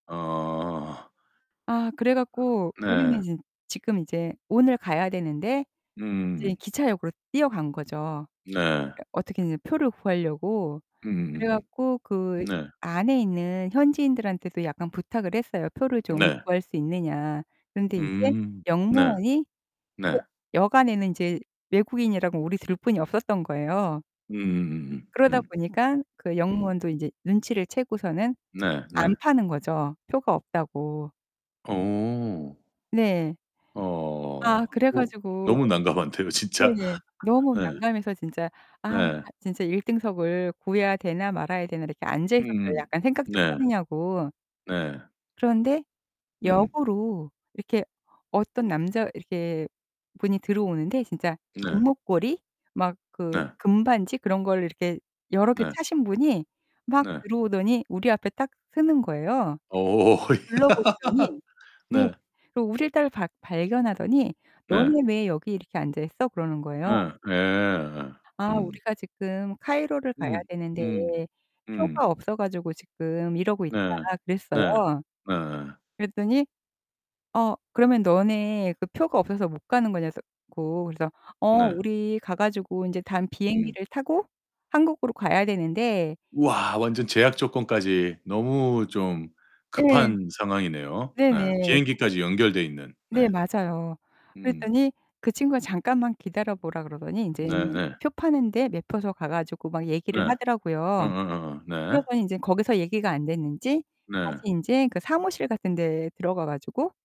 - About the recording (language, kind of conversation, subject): Korean, podcast, 뜻밖의 친절이 특히 기억에 남았던 순간은 언제였나요?
- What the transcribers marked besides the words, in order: distorted speech; laughing while speaking: "난감한데요, 진짜"; other background noise; laughing while speaking: "어. 야"; laugh